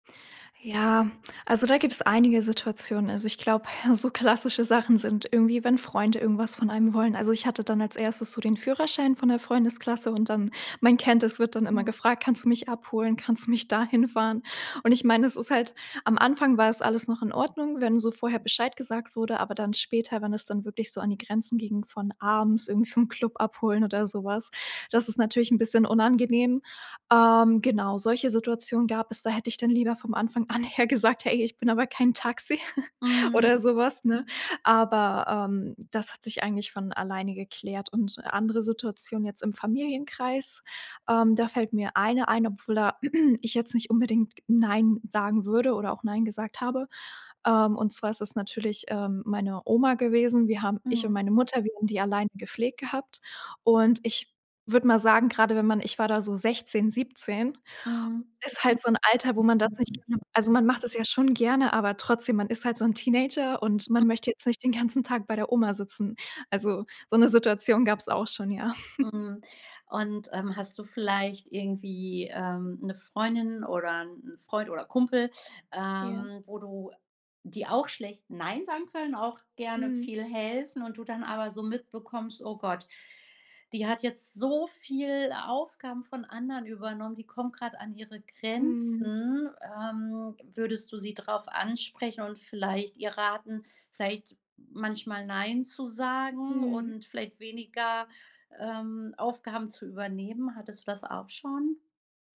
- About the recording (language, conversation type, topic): German, podcast, Wie gibst du Unterstützung, ohne dich selbst aufzuopfern?
- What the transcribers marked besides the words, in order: other noise; laughing while speaking: "her gesagt, hey, ich bin aber kein Taxi"; background speech; giggle; throat clearing; unintelligible speech; chuckle; chuckle; stressed: "so viel"